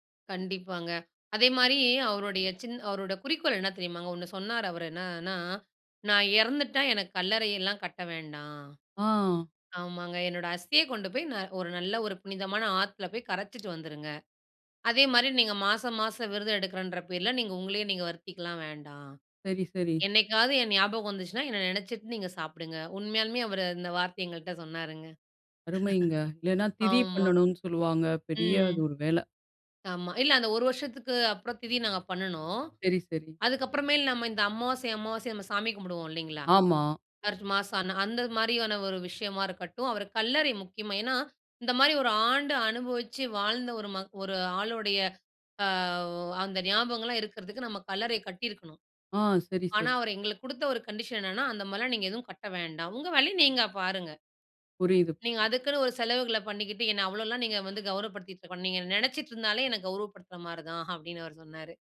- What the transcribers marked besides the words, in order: laugh; in English: "சர்ச் மாஸ்சான"; in English: "கண்டிஷன்"
- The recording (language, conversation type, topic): Tamil, podcast, வயது வந்தவர்களை கௌரவிக்கும் பழக்கம் உங்கள் வீட்டில் எப்படி இருக்கிறது?